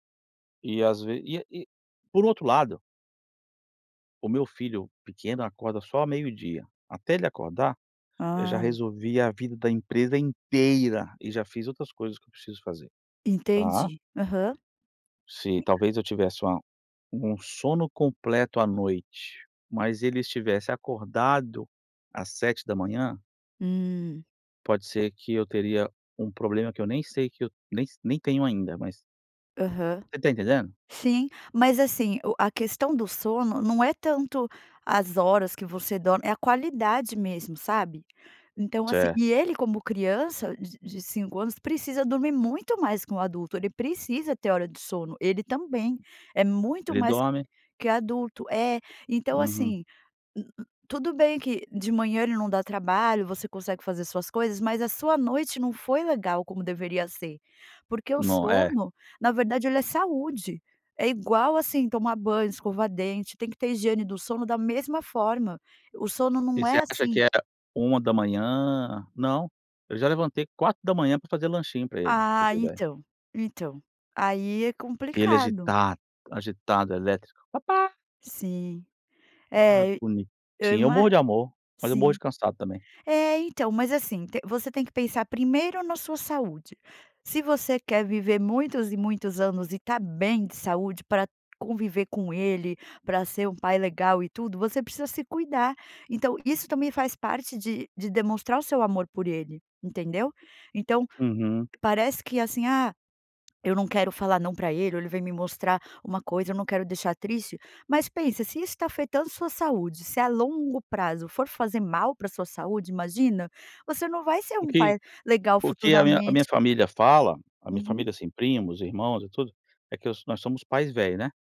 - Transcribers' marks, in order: other noise; other background noise; put-on voice: "papai"; tapping
- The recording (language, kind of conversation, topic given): Portuguese, advice, Como o uso de eletrônicos à noite impede você de adormecer?